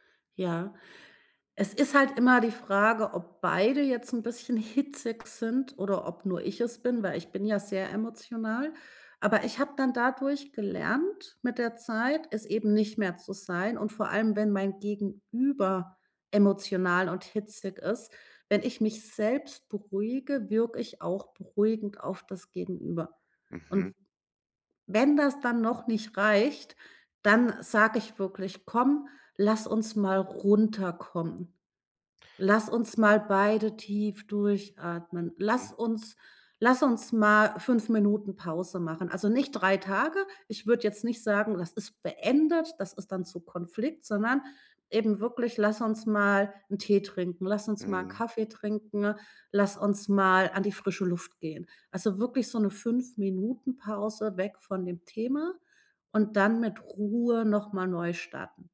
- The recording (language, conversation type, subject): German, podcast, Wie bleibst du ruhig, wenn Diskussionen hitzig werden?
- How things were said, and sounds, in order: tapping